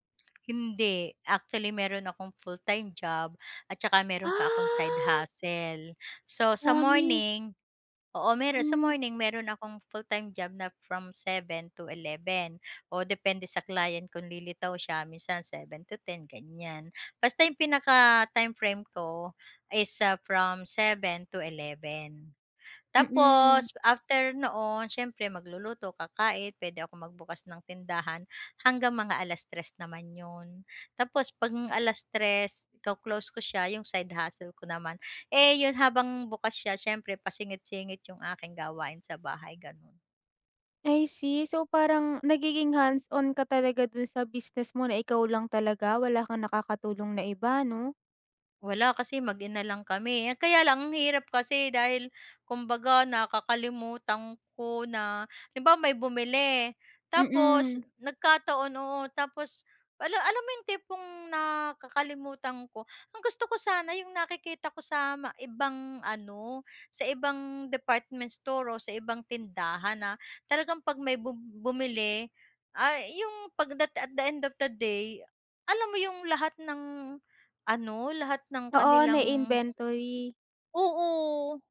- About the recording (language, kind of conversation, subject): Filipino, advice, Paano ako makakapagmuni-muni at makakagamit ng naidokumento kong proseso?
- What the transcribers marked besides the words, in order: tapping; drawn out: "Ah"; other background noise